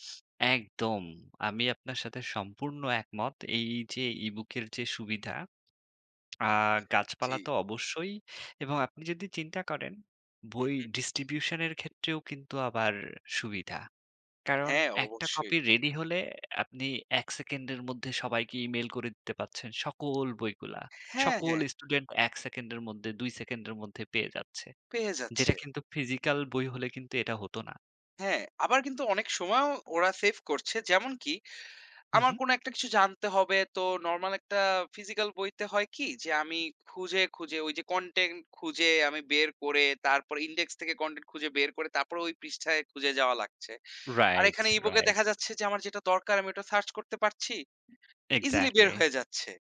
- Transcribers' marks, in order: in English: "distribution"; in English: "copy ready"; in English: "physical"; in English: "save"; in English: "physical"; in English: "content"; in English: "index"; in English: "content"; in English: "search"; in English: "Exactly"
- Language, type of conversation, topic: Bengali, unstructured, আপনার মতে ই-বুক কি প্রথাগত বইয়ের স্থান নিতে পারবে?